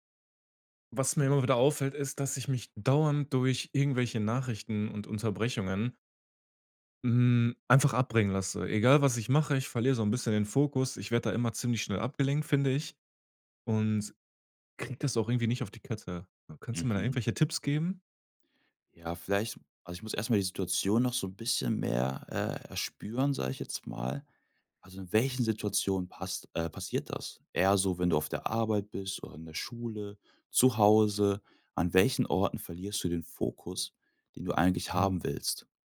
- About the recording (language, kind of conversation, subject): German, advice, Wie kann ich verhindern, dass ich durch Nachrichten und Unterbrechungen ständig den Fokus verliere?
- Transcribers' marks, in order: none